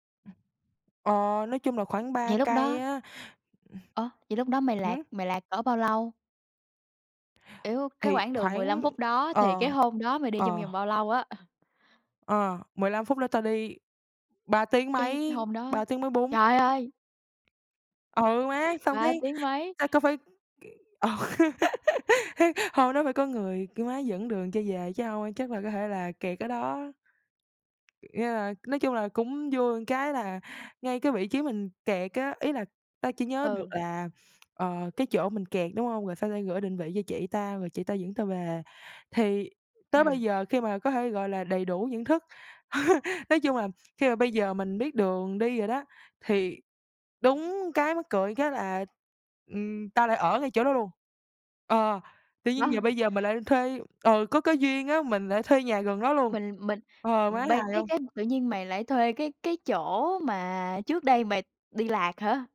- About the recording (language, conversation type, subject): Vietnamese, podcast, Bạn từng bị lạc đường ở đâu, và bạn có thể kể lại chuyện đó không?
- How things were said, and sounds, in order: tapping; other background noise; other noise; laughing while speaking: "ờ"; laugh; chuckle; unintelligible speech